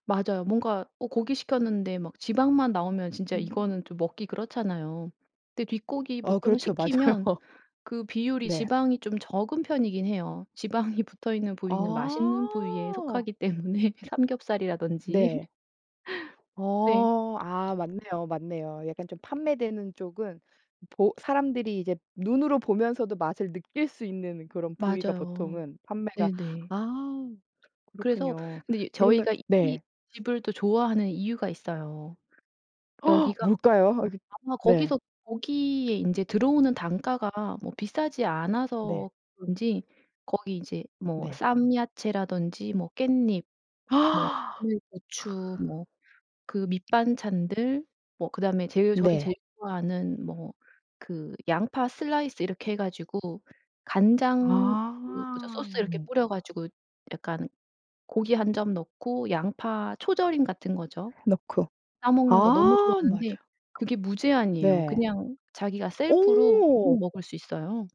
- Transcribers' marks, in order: laughing while speaking: "맞아요"; laughing while speaking: "지방이"; laughing while speaking: "때문에"; laugh; gasp; gasp
- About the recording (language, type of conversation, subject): Korean, podcast, 외식할 때 건강하게 메뉴를 고르는 방법은 무엇인가요?